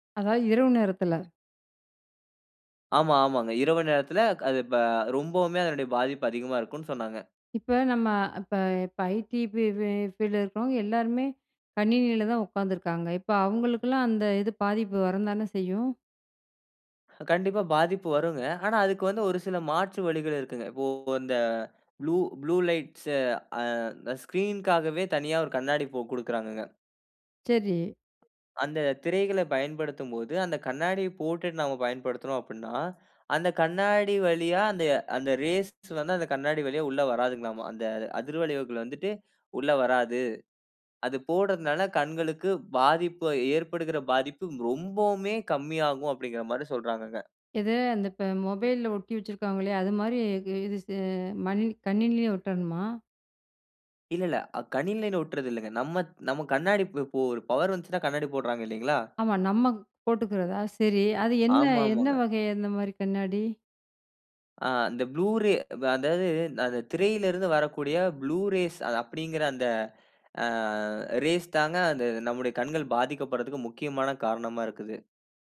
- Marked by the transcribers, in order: in English: "ஃபீல்டில"; "வர" said as "வரம்"; in English: "ஸ்கிரீன்க்காகவே"; "சரி" said as "செரி"; other background noise; in English: "ரேஸ்"; "கணினில" said as "கணில"; angry: "ப்ளூ ரே"; in English: "ப்ளூ ரே"; in English: "ப்ளூ ரேஸ்"; drawn out: "அ"; in English: "ரேஸ்"
- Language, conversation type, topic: Tamil, podcast, திரை நேரத்தை எப்படிக் குறைக்கலாம்?